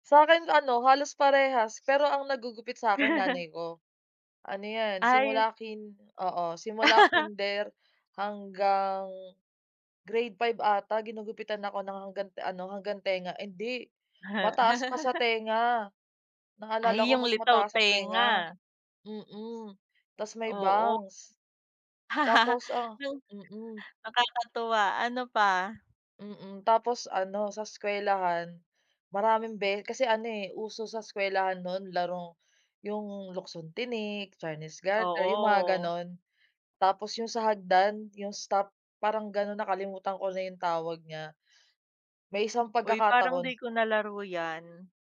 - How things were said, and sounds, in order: chuckle; laugh; tapping; giggle; chuckle
- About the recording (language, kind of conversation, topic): Filipino, unstructured, Anong alaala ang madalas mong balikan kapag nag-iisa ka?